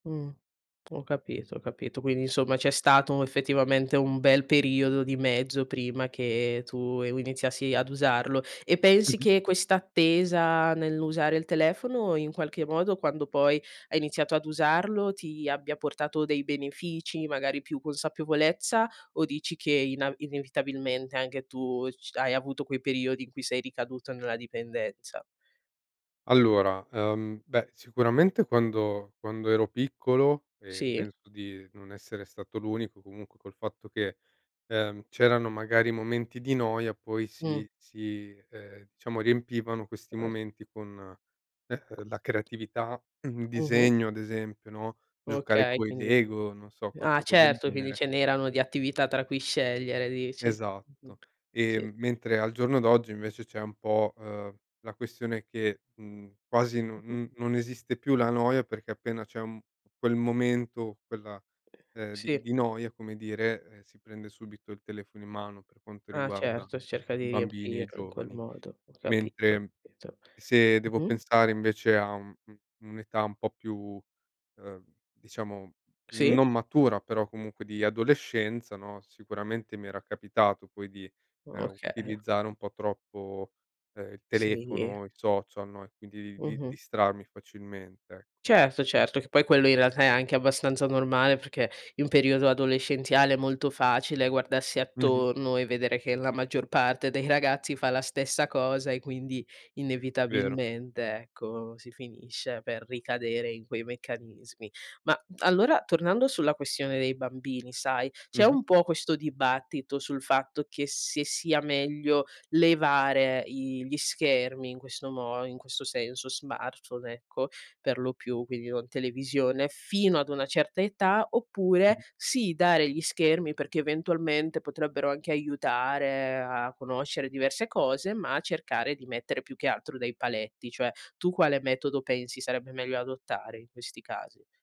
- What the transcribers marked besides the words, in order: other noise; tapping; unintelligible speech; other background noise; "capito" said as "pito"; laughing while speaking: "dei"
- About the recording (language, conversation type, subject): Italian, podcast, Come vedi oggi l’uso degli schermi da parte dei bambini?